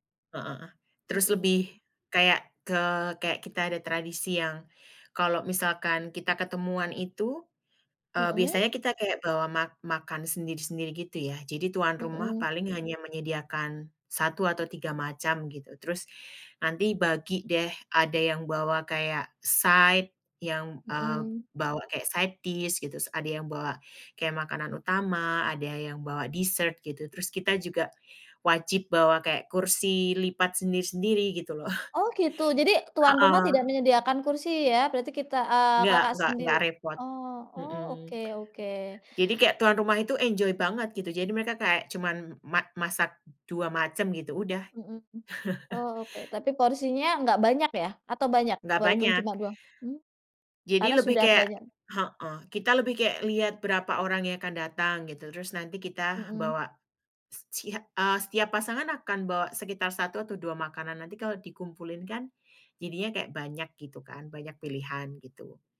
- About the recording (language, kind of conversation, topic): Indonesian, podcast, Tradisi komunitas apa di tempatmu yang paling kamu sukai?
- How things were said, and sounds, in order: other background noise; in English: "side"; in English: "side dish"; "gitu" said as "gitus"; in English: "dessert"; chuckle